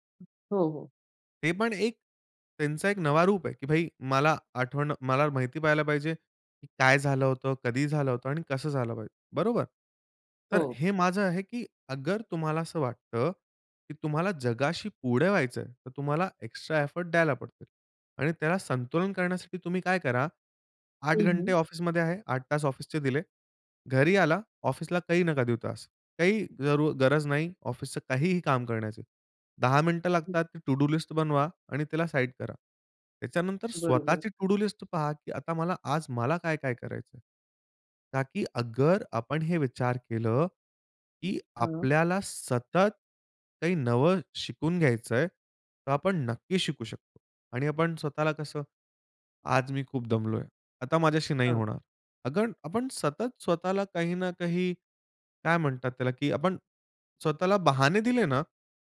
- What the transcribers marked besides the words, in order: other background noise; in English: "एफर्ट"; in English: "टू डू लिस्ट"; in English: "टू डू लिस्ट"; tapping
- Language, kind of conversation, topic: Marathi, podcast, तुम्ही तुमची कामांची यादी व्यवस्थापित करताना कोणते नियम पाळता?